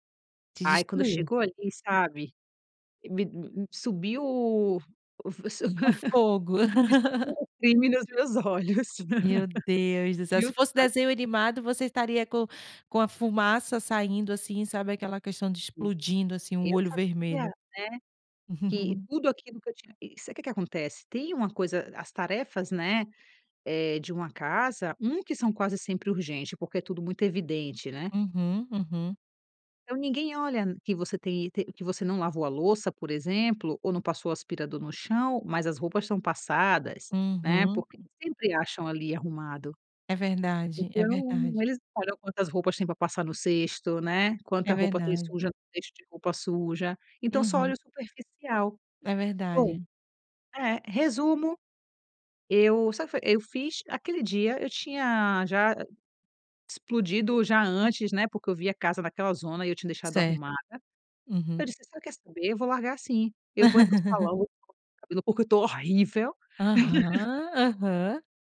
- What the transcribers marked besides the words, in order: laugh; laugh; tapping; laugh; other noise; laugh; laugh
- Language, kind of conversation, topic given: Portuguese, podcast, Como você prioriza tarefas quando tudo parece urgente?